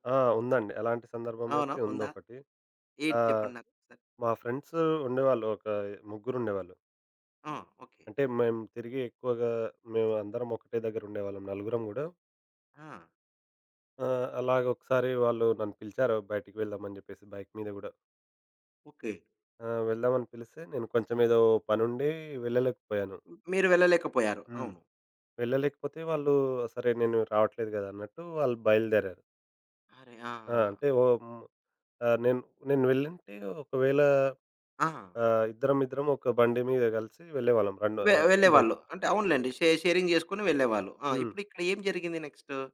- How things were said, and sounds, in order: in English: "ఫ్రెండ్స్"; other background noise; in English: "బైక్"; door; in English: "బైక్"; in English: "షే షేరింగ్"
- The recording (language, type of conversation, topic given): Telugu, podcast, ఆలస్యం చేస్తున్నవారికి మీరు ఏ సలహా ఇస్తారు?